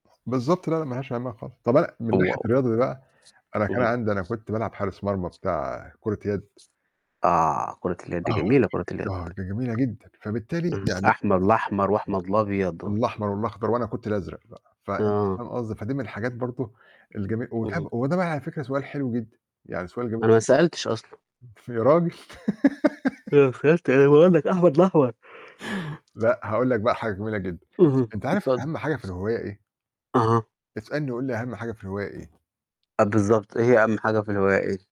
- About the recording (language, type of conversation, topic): Arabic, unstructured, إيه أكتر حاجة بتستمتع بيها وإنت بتعمل هوايتك؟
- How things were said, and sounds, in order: static; unintelligible speech; tapping; other background noise; unintelligible speech; distorted speech; laugh; yawn